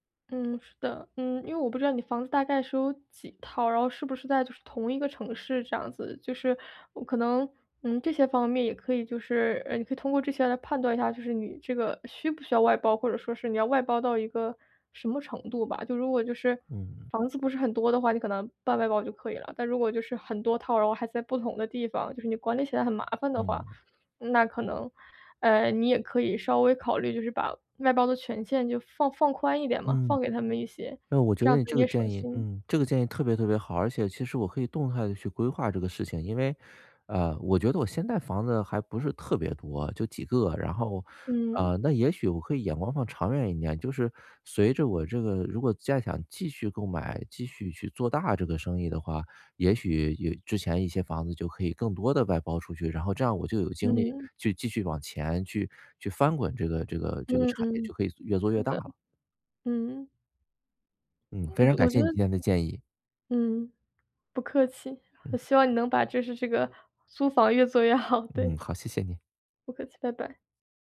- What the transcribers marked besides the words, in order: other background noise; laughing while speaking: "好"
- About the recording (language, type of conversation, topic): Chinese, advice, 我怎样通过外包节省更多时间？
- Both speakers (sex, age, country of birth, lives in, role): female, 25-29, China, United States, advisor; male, 40-44, China, United States, user